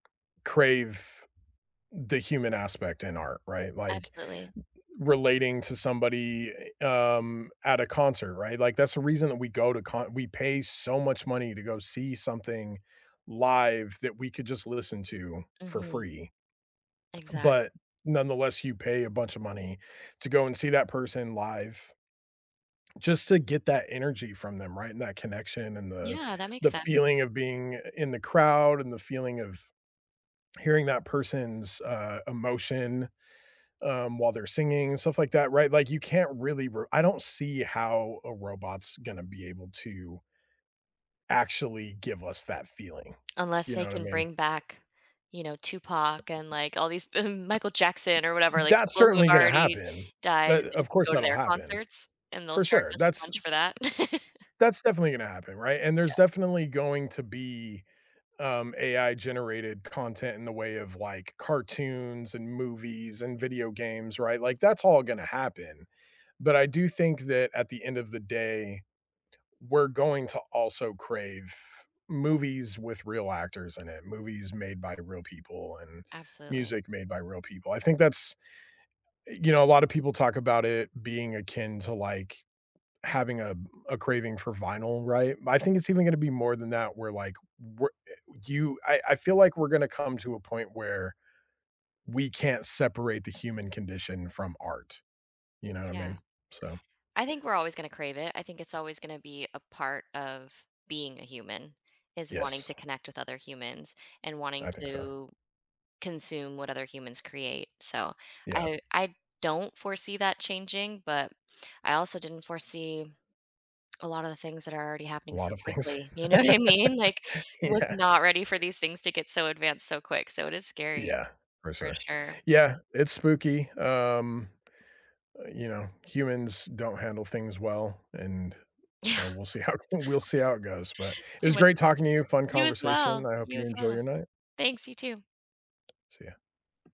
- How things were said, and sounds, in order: tapping; other background noise; laugh; laughing while speaking: "You know what I mean?"; laugh; laughing while speaking: "Yeah"; laughing while speaking: "Yeah"; laugh; unintelligible speech
- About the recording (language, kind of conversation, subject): English, unstructured, How can I spot deepfakes and fake news?
- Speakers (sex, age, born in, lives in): female, 40-44, United States, United States; male, 40-44, United States, United States